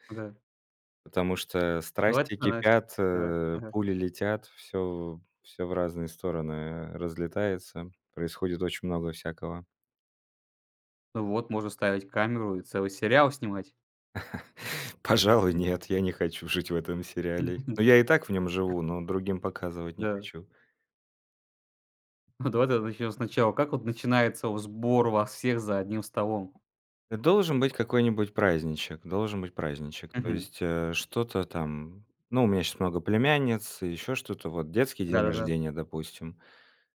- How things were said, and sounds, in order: chuckle; other background noise; tapping
- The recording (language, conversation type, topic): Russian, podcast, Как обычно проходят разговоры за большим семейным столом у вас?